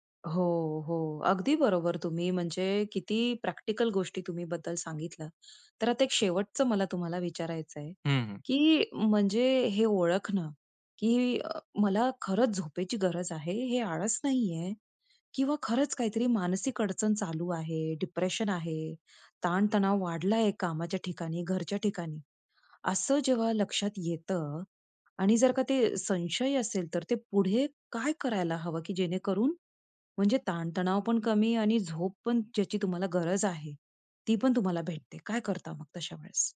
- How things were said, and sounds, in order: tapping; in English: "डिप्रेशन"
- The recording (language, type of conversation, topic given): Marathi, podcast, झोप हवी आहे की फक्त आळस आहे, हे कसे ठरवता?